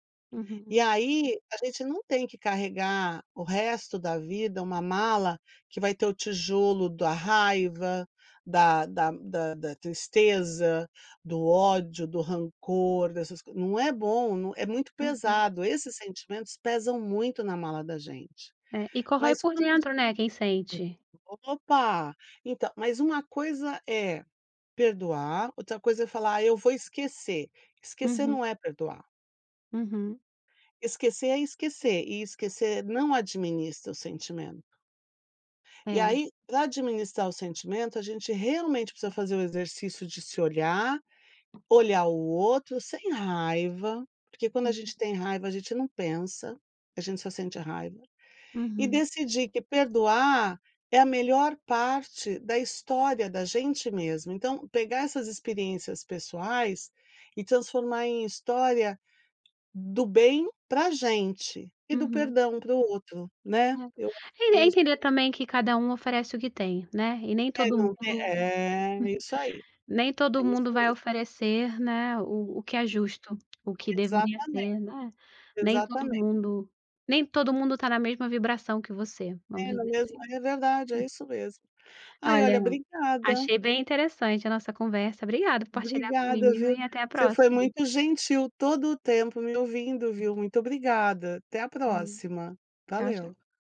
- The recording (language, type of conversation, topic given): Portuguese, podcast, Como transformar experiências pessoais em uma história?
- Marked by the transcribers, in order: unintelligible speech; tapping; chuckle; other background noise